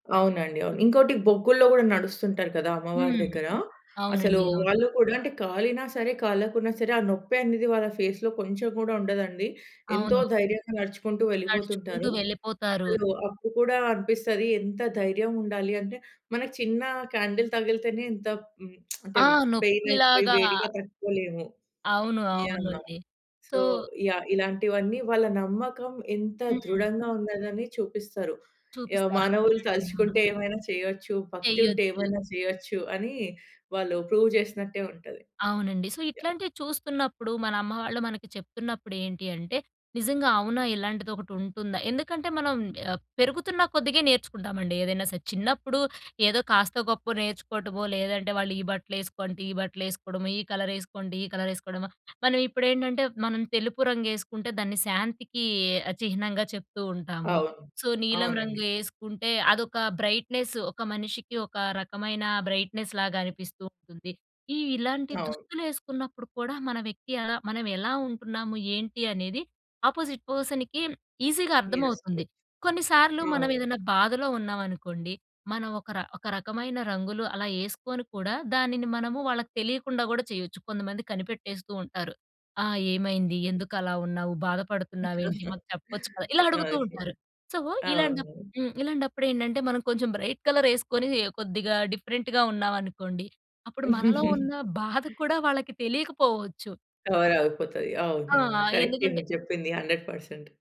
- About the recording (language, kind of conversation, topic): Telugu, podcast, నీ వ్యక్తిగత శైలికి ఎవరు ప్రేరణ ఇచ్చారు?
- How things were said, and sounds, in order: in English: "ఫేస్‌లో"; other background noise; in English: "క్యాండిల్"; lip smack; in English: "సో"; in English: "సో"; in English: "ప్రూవ్"; in English: "సో"; tapping; in English: "సో"; in English: "బ్రైట్‌నెస్‌లాగనిపిస్తూ"; in English: "ఆపోజిట్ పర్సన్‌కి ఈజీగా"; in English: "యస్"; other noise; chuckle; in English: "సో"; in English: "బ్రైట్"; in English: "డిఫరెంట్‌గా"; chuckle; in English: "హండ్రెడ్ పర్సెంట్"